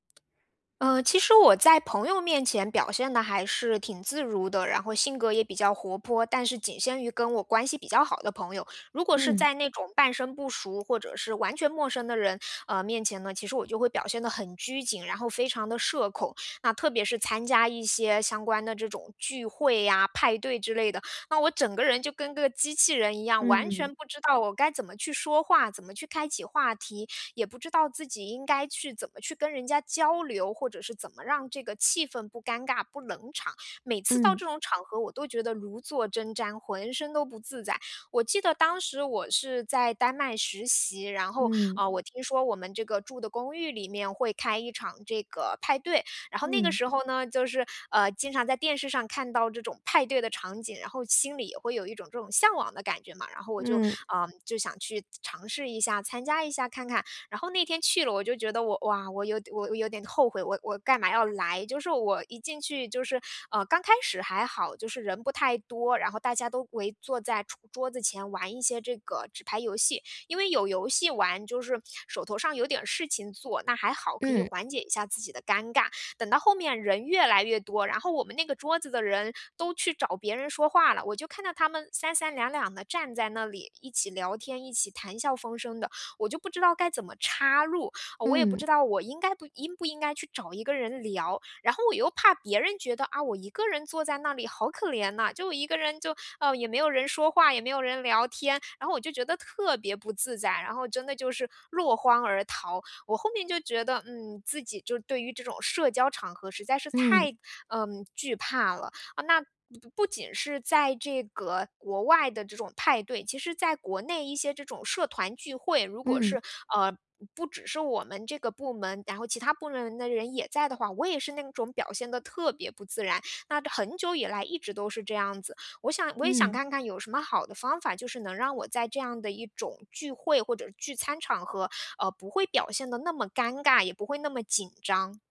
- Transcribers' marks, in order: other background noise
- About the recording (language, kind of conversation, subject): Chinese, advice, 如何在派对上不显得格格不入？